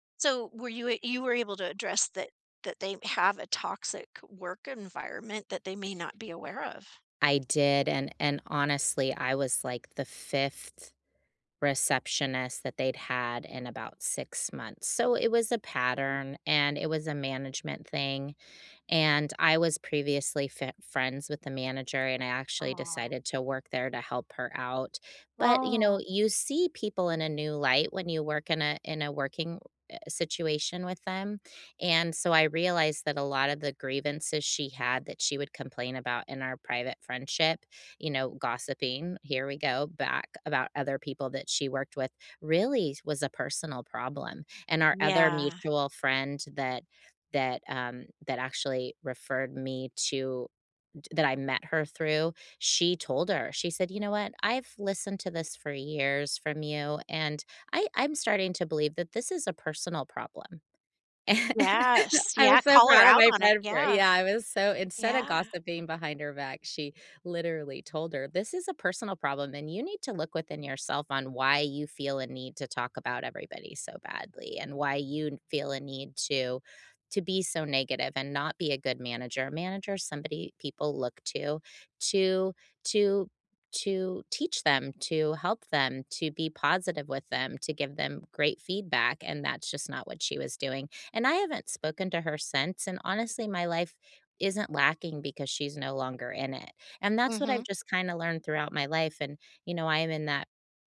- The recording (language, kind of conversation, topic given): English, unstructured, Is it wrong to gossip about someone behind their back?
- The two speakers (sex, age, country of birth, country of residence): female, 45-49, United States, United States; female, 55-59, United States, United States
- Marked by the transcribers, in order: other background noise; tapping; laugh